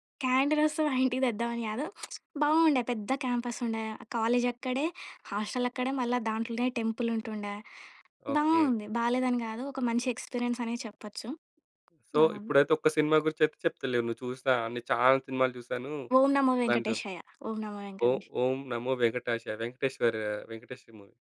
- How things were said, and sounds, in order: other background noise; in English: "ఎక్స్పీరియన్స్"; in English: "సో"; in English: "మూవీ"
- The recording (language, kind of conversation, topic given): Telugu, podcast, మీరు కొత్త హాబీని ఎలా మొదలుపెట్టారు?